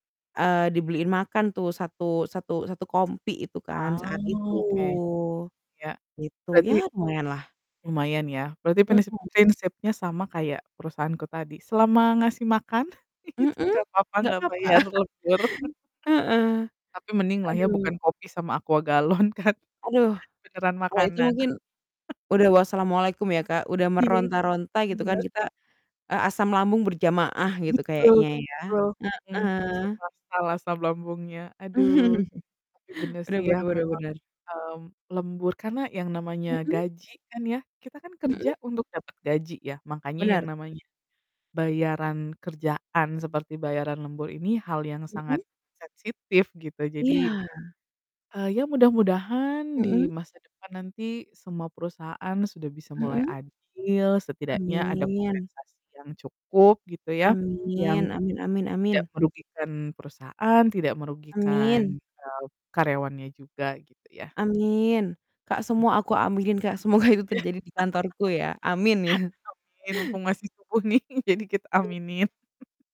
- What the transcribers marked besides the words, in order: static; distorted speech; chuckle; laughing while speaking: "itu"; laugh; laughing while speaking: "galon kan?"; chuckle; laugh; chuckle; laughing while speaking: "semoga"; laugh; chuckle; laughing while speaking: "nih"; unintelligible speech; laugh
- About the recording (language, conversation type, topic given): Indonesian, unstructured, Apa pendapatmu tentang kebiasaan lembur tanpa tambahan upah?